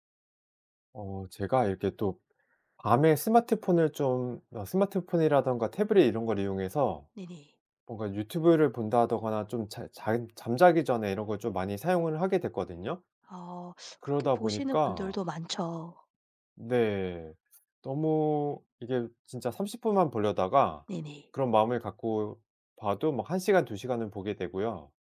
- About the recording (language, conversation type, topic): Korean, advice, 스마트폰과 미디어 사용을 조절하지 못해 시간을 낭비했던 상황을 설명해 주실 수 있나요?
- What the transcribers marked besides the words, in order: other background noise